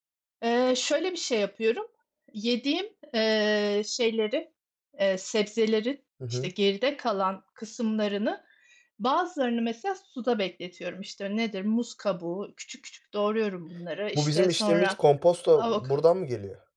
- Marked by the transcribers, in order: other noise
- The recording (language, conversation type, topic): Turkish, podcast, Kentsel tarım ya da balkon bahçeciliği konusunda deneyiminiz nedir?